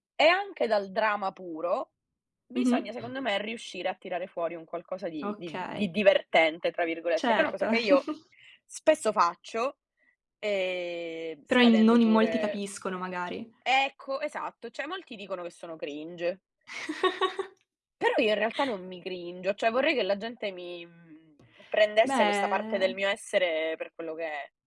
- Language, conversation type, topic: Italian, unstructured, Quale parte della tua identità ti sorprende di più?
- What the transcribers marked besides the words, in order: in English: "drama"; tapping; chuckle; "cioè" said as "ceh"; in English: "cringe"; laugh; in English: "cringio"; "cioè" said as "ceh"; other background noise; drawn out: "Beh"